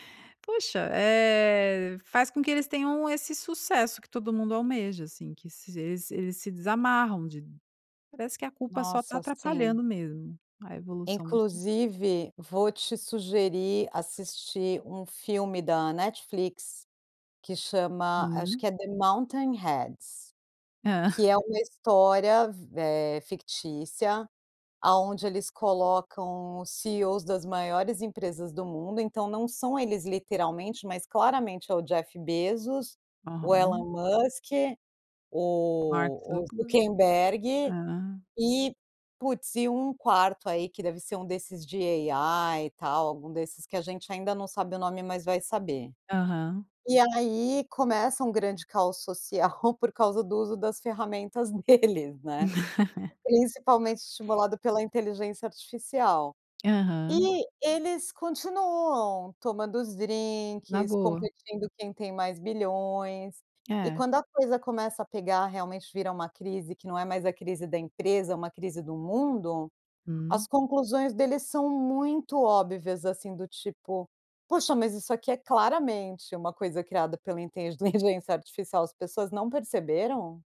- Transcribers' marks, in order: put-on voice: "AI"; laugh
- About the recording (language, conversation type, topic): Portuguese, podcast, O que te ajuda a se perdoar?